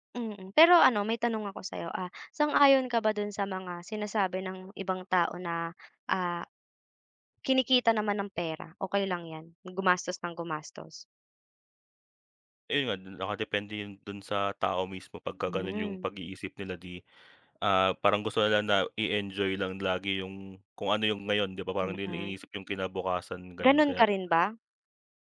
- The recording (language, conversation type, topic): Filipino, unstructured, Paano ka nagsisimulang mag-ipon kung maliit lang ang sahod mo?
- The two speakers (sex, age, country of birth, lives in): female, 20-24, Philippines, Philippines; male, 25-29, Philippines, Philippines
- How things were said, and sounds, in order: none